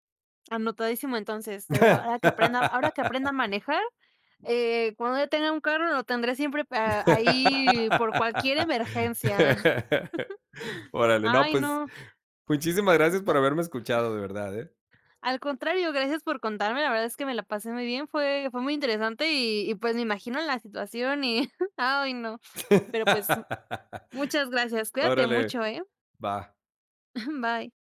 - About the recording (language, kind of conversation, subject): Spanish, podcast, ¿Recuerdas algún viaje que dio un giro inesperado?
- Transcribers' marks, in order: laugh; laugh; chuckle; laugh; chuckle; chuckle